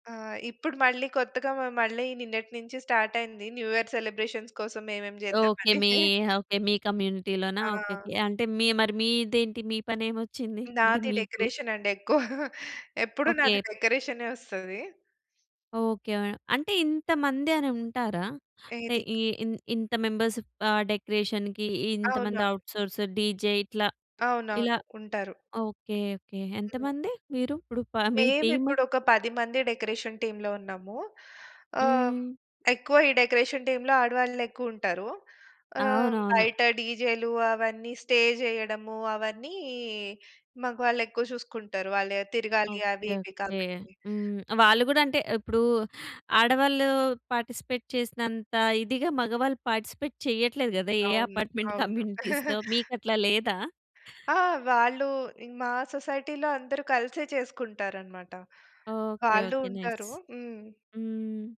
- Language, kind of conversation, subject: Telugu, podcast, అందరూ కలిసి పనులను కేటాయించుకోవడానికి మీరు ఎలా చర్చిస్తారు?
- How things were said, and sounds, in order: in English: "స్టార్ట్"; in English: "న్యూ యియర్ సెలబ్రేషన్స్"; chuckle; other background noise; in English: "కమ్యూనిటీలోనా?"; in English: "డెకరేషన్"; laughing while speaking: "ఎక్కువ"; in English: "మెంబర్స్"; in English: "డెకరేషన్‌కి"; in English: "ఔట్‌సోర్స్, డీజే"; in English: "టీమ్?"; in English: "డెకరేషన్ టీమ్‌లో"; in English: "డెకరేషన్ టీమ్‌లో"; in English: "స్టే"; in English: "పార్టిసిపేట్"; in English: "పార్టిసిపేట్"; in English: "అపార్ట్‌మెంట్ కమ్యూనిటీస్‌లో"; chuckle; in English: "సొసైటీ‌లో"; in English: "నైస్"